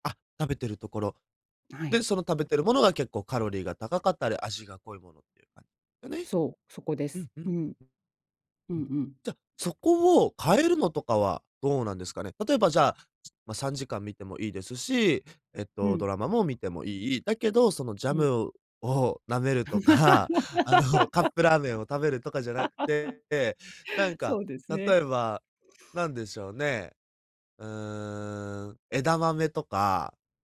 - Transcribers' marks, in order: unintelligible speech; other background noise; laugh; laughing while speaking: "そうですね"; laughing while speaking: "とか、あの"; tapping
- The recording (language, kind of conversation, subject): Japanese, advice, 夜遅い時間に過食してしまうのをやめるにはどうすればいいですか？